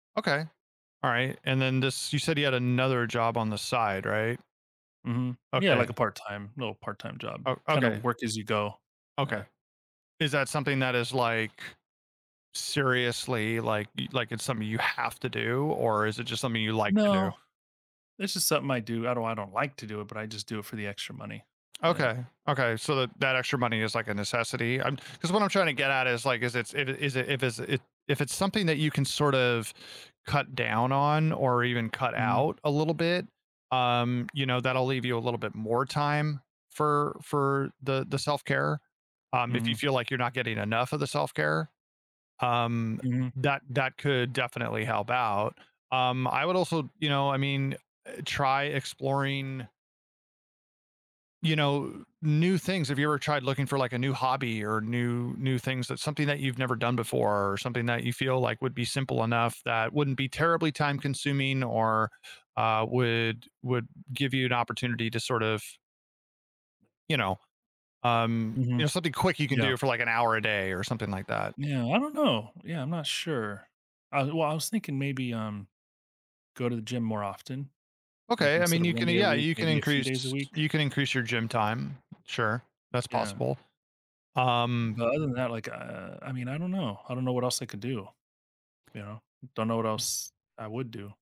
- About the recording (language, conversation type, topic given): English, advice, How can I find time for self-care?
- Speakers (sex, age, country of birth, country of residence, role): male, 40-44, United States, United States, advisor; male, 40-44, United States, United States, user
- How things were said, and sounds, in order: stressed: "like"; tapping; other background noise; throat clearing